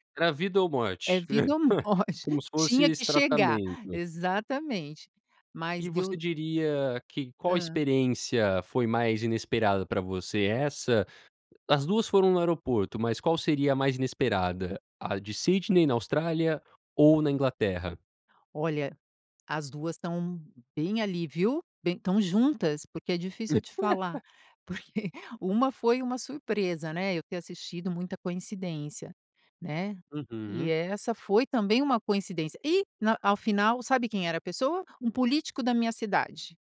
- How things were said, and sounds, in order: laugh; laugh
- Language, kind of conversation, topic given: Portuguese, podcast, Como foi o encontro inesperado que você teve durante uma viagem?